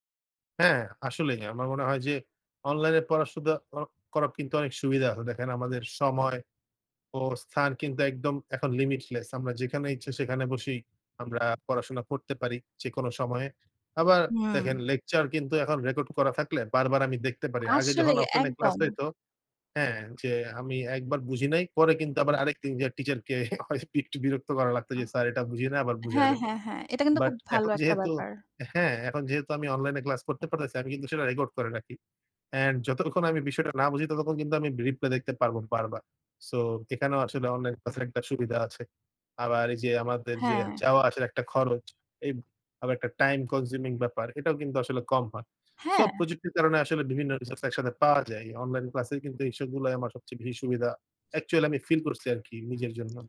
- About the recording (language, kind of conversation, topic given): Bengali, unstructured, অনলাইনে পড়াশোনার সুবিধা ও অসুবিধা কী কী?
- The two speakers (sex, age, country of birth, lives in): female, 30-34, Bangladesh, Bangladesh; male, 20-24, Bangladesh, Bangladesh
- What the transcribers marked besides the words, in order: in English: "limitless"; tapping; other background noise; laughing while speaking: "টিচারকে ক একটু বিরক্ত করা লাগতো"